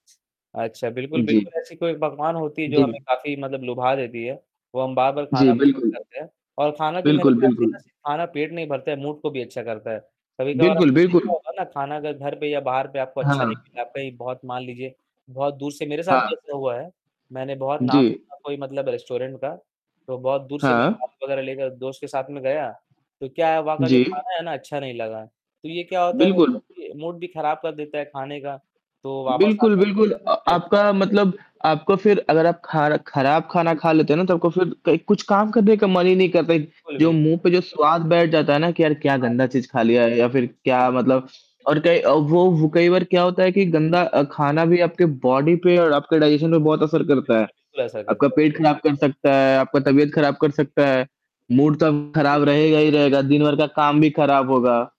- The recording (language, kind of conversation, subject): Hindi, unstructured, आपको खुश कर देने के लिए आप कौन-सा खाना पसंद करते हैं?
- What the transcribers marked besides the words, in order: static; distorted speech; tapping; in English: "मूड"; in English: "रेस्टोरेंट"; other background noise; in English: "मूड"; in English: "मूड"; in English: "बॉडी"; in English: "डाइजेशन"; in English: "मूड"